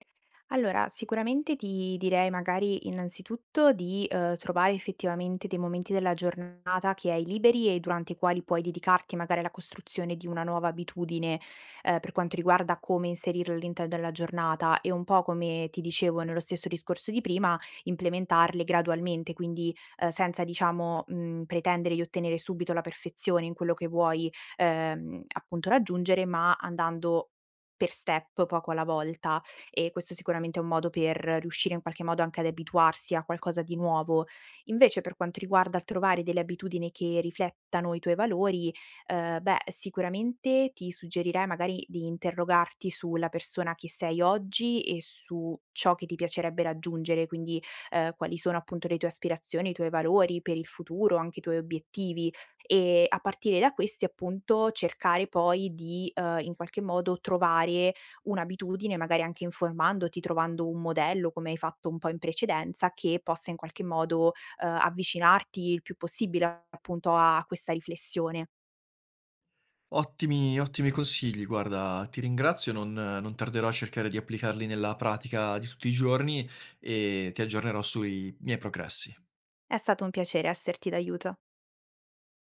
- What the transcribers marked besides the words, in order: tapping
- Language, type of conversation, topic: Italian, advice, Come posso costruire abitudini quotidiane che riflettano davvero chi sono e i miei valori?
- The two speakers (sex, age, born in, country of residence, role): female, 20-24, Italy, Italy, advisor; male, 25-29, Italy, Italy, user